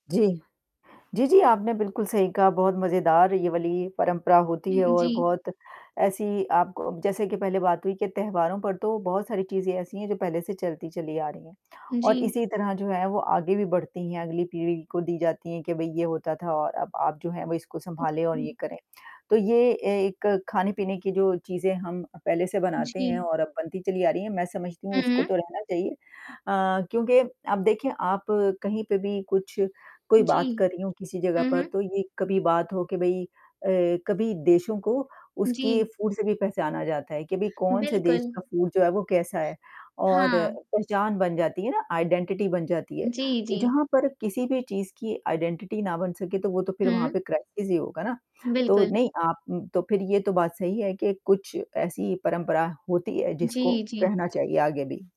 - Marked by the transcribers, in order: mechanical hum; static; distorted speech; in English: "फूड"; in English: "फूड"; in English: "आइडेंटिटी"; in English: "आइडेंटिटी"; in English: "क्राइसिस"
- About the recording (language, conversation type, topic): Hindi, unstructured, आपके परिवार में कौन-सी परंपरा आपको सबसे ज़्यादा मज़ेदार लगती है?